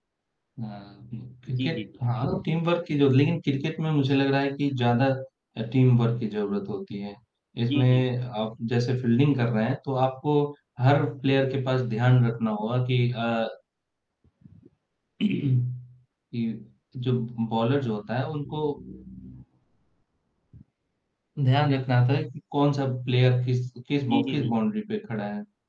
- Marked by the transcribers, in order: static; in English: "टीम वर्क"; in English: "टीम वर्क"; tapping; in English: "प्लेयर"; throat clearing; in English: "ब बॉलर"; in English: "प्लेयर"; in English: "बाउंड्री"
- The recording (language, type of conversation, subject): Hindi, unstructured, क्या आपको क्रिकेट खेलना ज्यादा पसंद है या फुटबॉल?